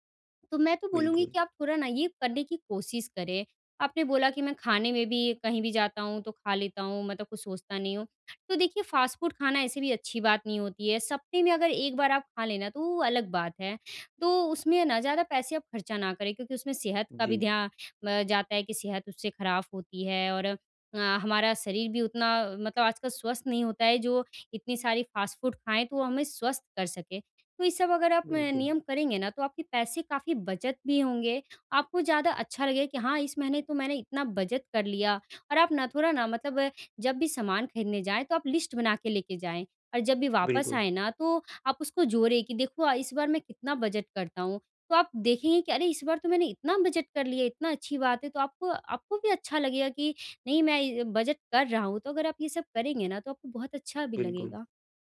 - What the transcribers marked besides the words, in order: in English: "फास्ट फूड"; in English: "फास्ट फूड"; in English: "लिस्ट"
- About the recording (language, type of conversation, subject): Hindi, advice, मैं अपनी खर्च करने की आदतें कैसे बदलूँ?